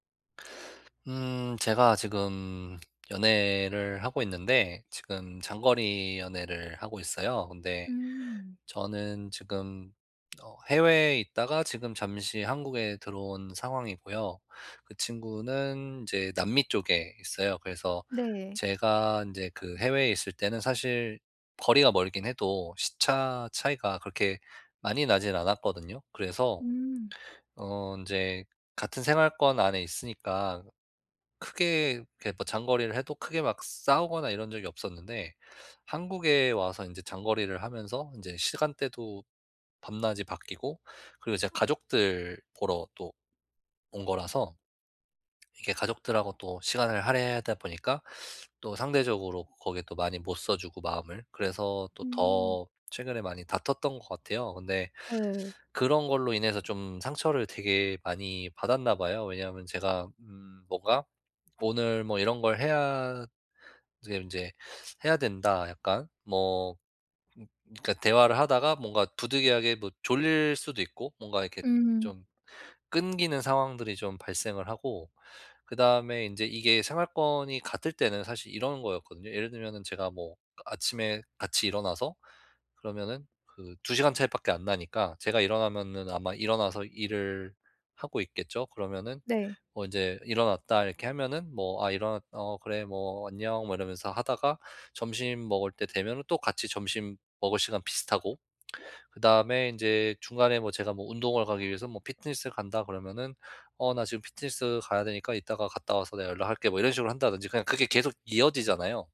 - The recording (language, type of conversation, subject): Korean, advice, 상처를 준 사람에게 감정을 공감하며 어떻게 사과할 수 있을까요?
- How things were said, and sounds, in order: tapping; teeth sucking